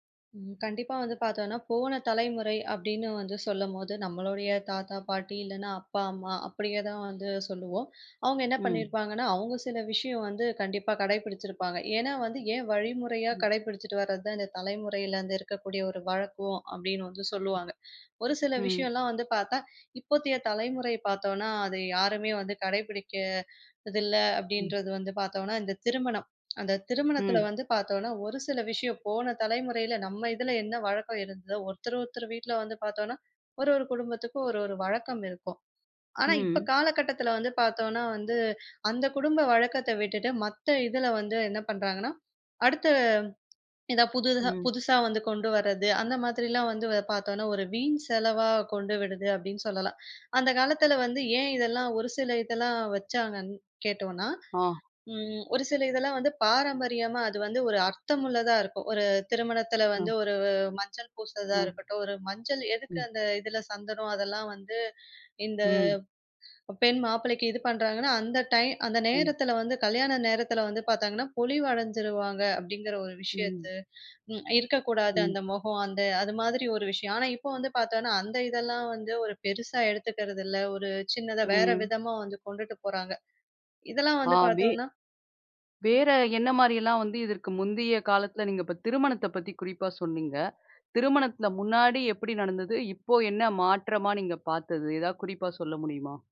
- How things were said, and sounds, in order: tapping; other noise; background speech
- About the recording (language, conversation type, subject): Tamil, podcast, முந்தைய தலைமுறைகளிடமிருந்து வந்த எந்த வழக்கங்கள் உங்களுக்கு மிகவும் முக்கியமாகத் தோன்றுகின்றன?